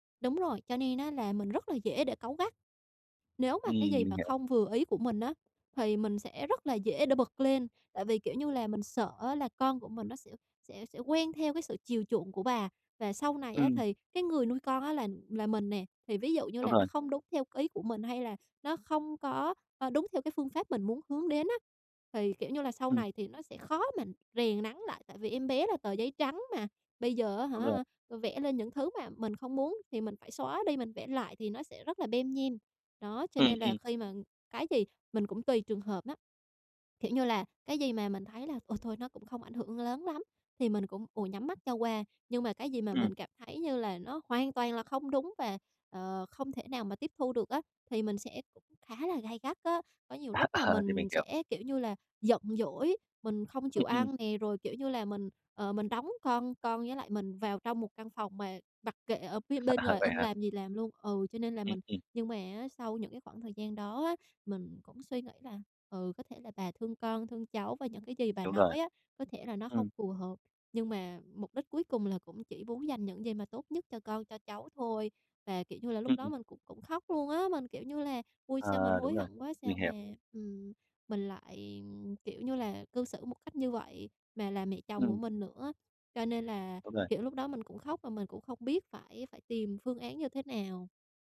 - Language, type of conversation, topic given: Vietnamese, advice, Làm sao để giữ bình tĩnh khi bị chỉ trích mà vẫn học hỏi được điều hay?
- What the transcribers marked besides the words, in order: tapping; other background noise; "lem" said as "bem"; laughing while speaking: "À, ờ"; laugh